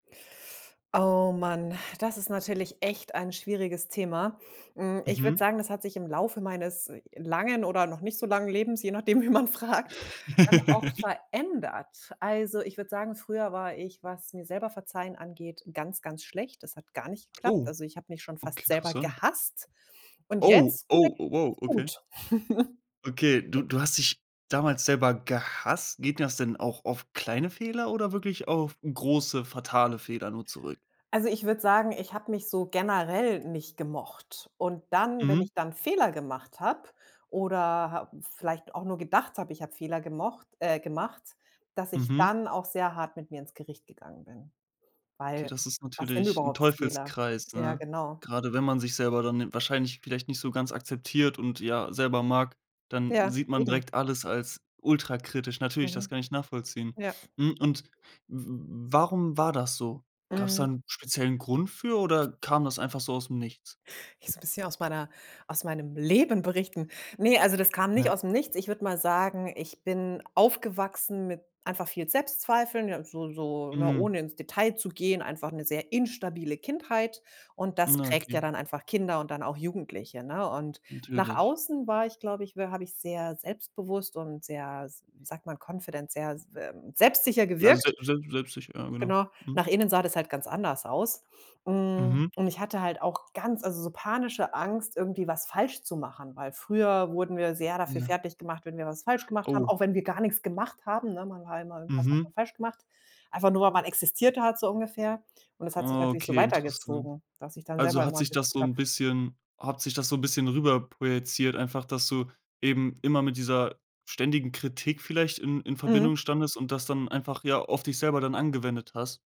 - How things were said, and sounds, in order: laughing while speaking: "wen man fragt"; laugh; stressed: "verändert"; surprised: "Oh"; surprised: "Oh, oh, oh, wow"; chuckle; other background noise; stressed: "Leben"; in English: "confident"; other noise; stressed: "selbstsicher"
- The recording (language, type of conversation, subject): German, podcast, Wie verzeihst du dir selbst?